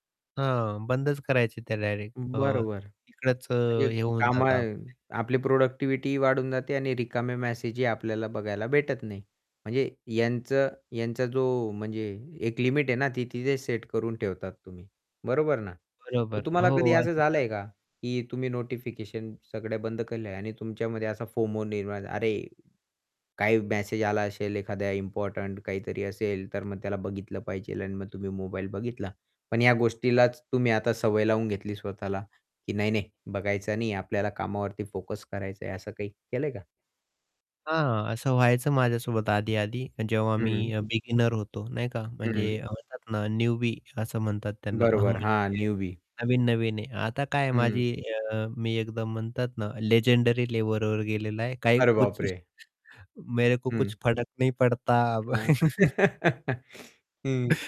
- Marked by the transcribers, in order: static; in English: "प्रोडक्टिविटीही"; distorted speech; tapping; "पाहिजे" said as "पाहिजेल"; in English: "न्यूबी"; in English: "न्यूबी"; in English: "लेजेंडरी लेवलवर"; in Hindi: "कुछ मेरे को कुछ फरक नाही पडता"; other background noise; laugh
- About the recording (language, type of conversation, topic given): Marathi, podcast, दैनंदिन जीवनात सतत जोडून राहण्याचा दबाव तुम्ही कसा हाताळता?